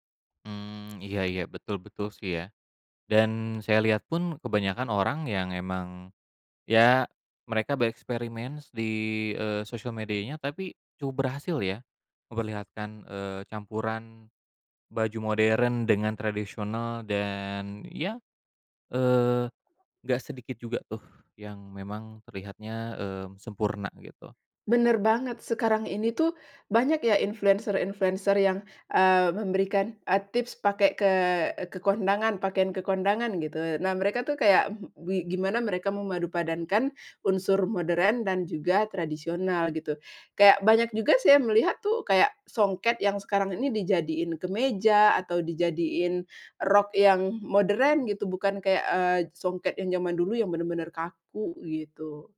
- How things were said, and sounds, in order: other background noise; other noise
- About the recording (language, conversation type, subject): Indonesian, podcast, Kenapa banyak orang suka memadukan pakaian modern dan tradisional, menurut kamu?